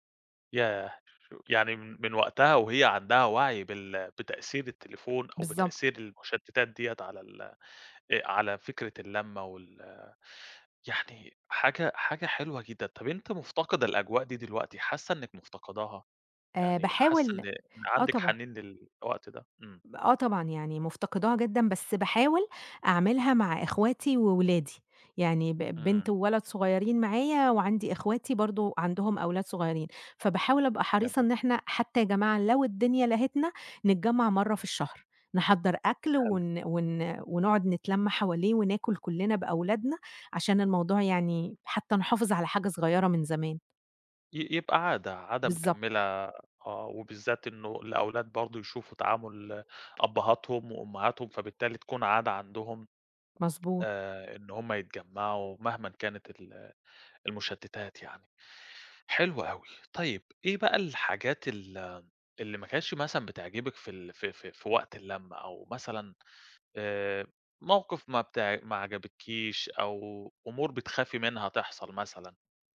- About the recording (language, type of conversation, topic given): Arabic, podcast, إيه طقوس تحضير الأكل مع أهلك؟
- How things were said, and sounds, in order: tapping